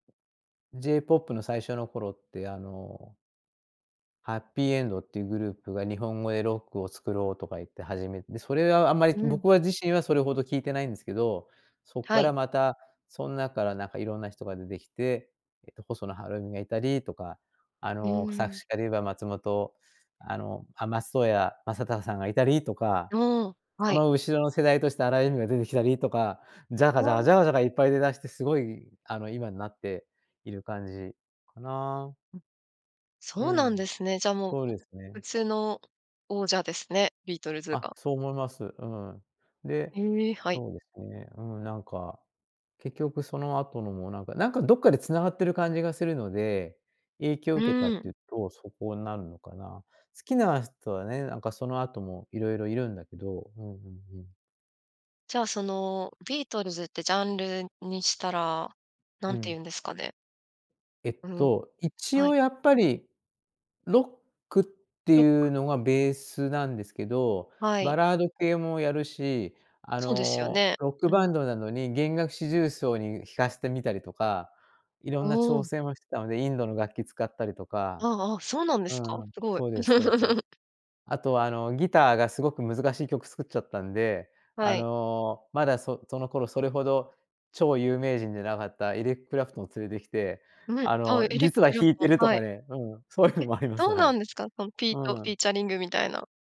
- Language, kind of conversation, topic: Japanese, podcast, 一番影響を受けたアーティストはどなたですか？
- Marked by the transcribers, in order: joyful: "ジャカジャカ ジャカジャカいっぱい出だして"; other noise; unintelligible speech; laugh; laughing while speaking: "そういうのもあります"